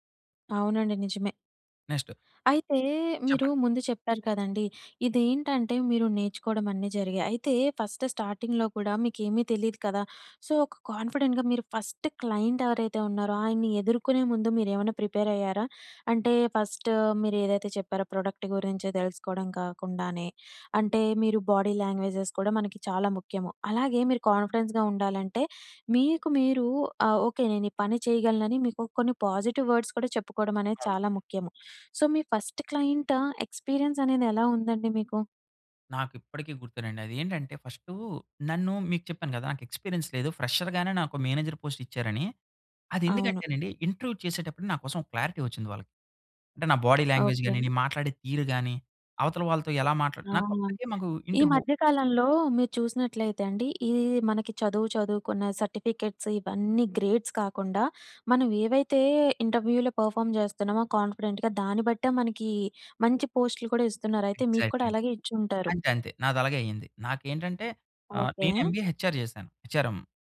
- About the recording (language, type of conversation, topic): Telugu, podcast, రోజువారీ ఆత్మవిశ్వాసం పెంచే చిన్న అలవాట్లు ఏవి?
- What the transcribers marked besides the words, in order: in English: "నెక్స్ట్"; in English: "ఫస్ట్ స్టార్టింగ్‌లో"; in English: "సో"; in English: "కాన్ఫిడెంట్‌గా"; in English: "ఫస్ట్ క్లైంట్"; in English: "ప్రిపేర్"; in English: "ఫస్ట్"; in English: "ప్రోడక్ట్"; in English: "బాడీ లాంగ్వేజెస్"; in English: "కాన్ఫిడెన్స్‌గా"; in English: "పాజిటివ్ వర్డ్స్"; in English: "సో"; in English: "ఫస్ట్ క్లైంట్ ఎక్స్పీరియన్స్"; in English: "ఎక్స్పీరియన్స్"; in English: "ఫ్రెషర్"; in English: "మేనేజర్ పోస్ట్"; in English: "ఇంటర్వ్యూ"; in English: "క్లారిటీ"; in English: "బాడీ లాంగ్వేజ్"; other background noise; in English: "సర్టిఫికేట్స్"; in English: "గ్రేడ్స్"; in English: "ఇంటర్వ్యూలో పర్ఫార్మ్"; tapping; in English: "కాన్ఫిడెంట్‌గా"; in English: "ఎగ్జాక్ట్‌లీ"; in English: "ఎంబీఏ హెచ్ ఆర్"; in English: "హెచ్ ఆర్ ఎమ్"